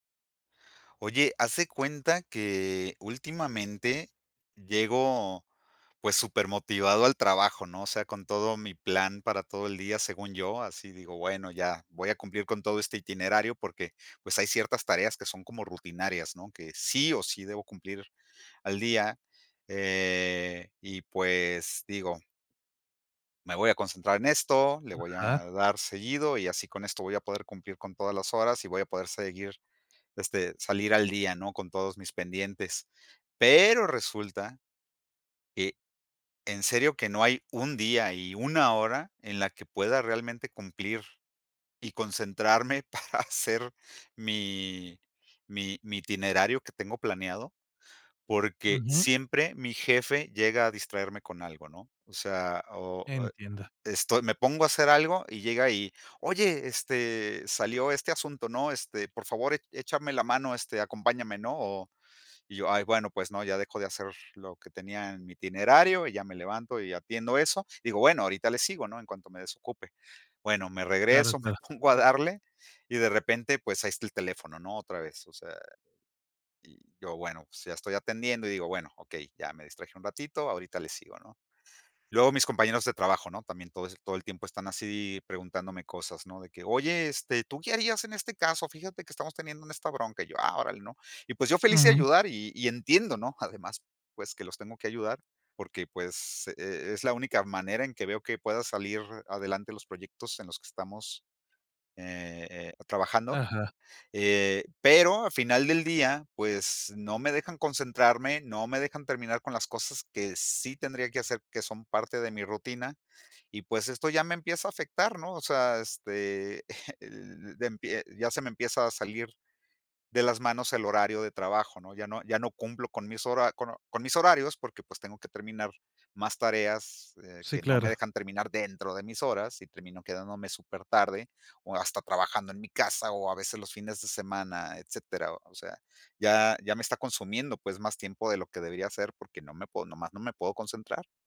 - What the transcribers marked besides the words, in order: tapping; laughing while speaking: "para hacer"; laughing while speaking: "me pongo"; chuckle
- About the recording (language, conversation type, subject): Spanish, advice, ¿Qué te dificulta concentrarte y cumplir tus horas de trabajo previstas?